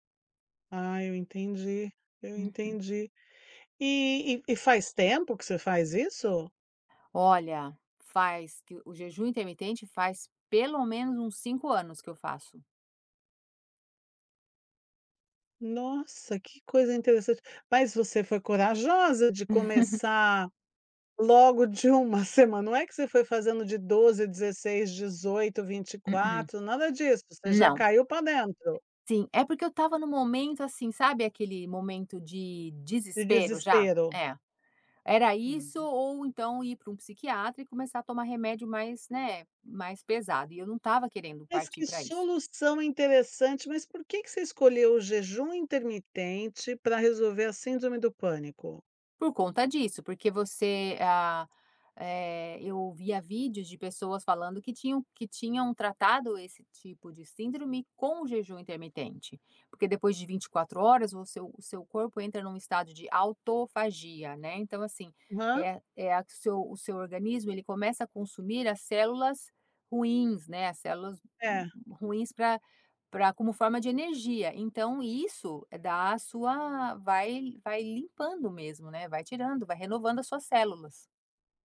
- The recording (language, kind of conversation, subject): Portuguese, podcast, Como você encaixa o autocuidado na correria do dia a dia?
- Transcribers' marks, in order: tapping; chuckle; other background noise